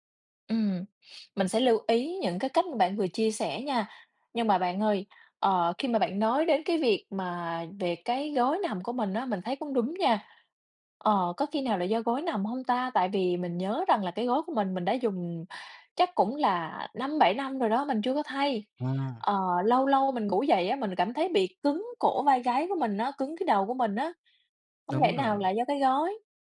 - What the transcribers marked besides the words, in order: tapping; other background noise
- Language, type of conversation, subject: Vietnamese, advice, Vì sao tôi ngủ đủ giờ nhưng sáng dậy vẫn mệt lờ đờ?